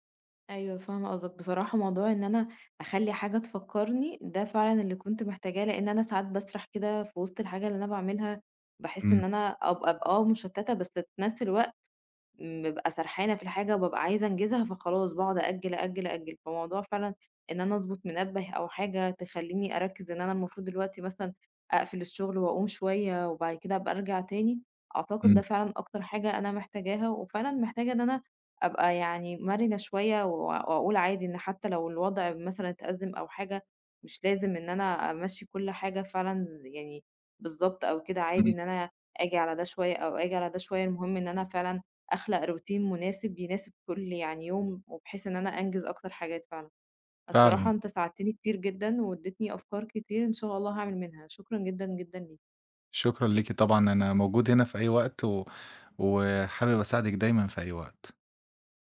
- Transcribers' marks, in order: in English: "روتين"
- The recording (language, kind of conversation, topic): Arabic, advice, إزاي غياب التخطيط اليومي بيخلّيك تضيّع وقتك؟